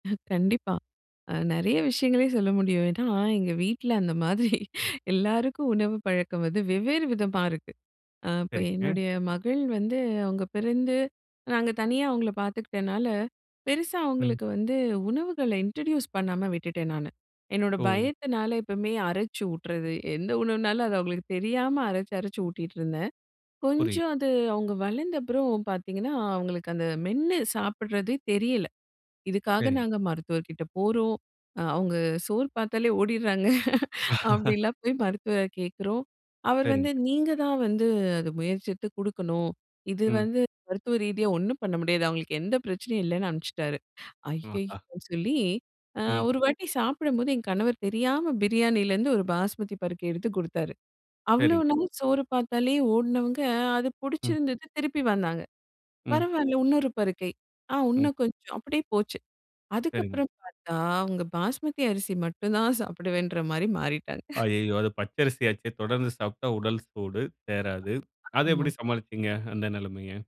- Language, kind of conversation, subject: Tamil, podcast, வித்தியாசமான உணவுப் பழக்கங்கள் உள்ளவர்களுக்காக மெனுவை எப்படிச் சரியாக அமைக்கலாம்?
- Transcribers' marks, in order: chuckle; in English: "இன்ட்ரோடியூஸ்"; chuckle; laugh; chuckle; other noise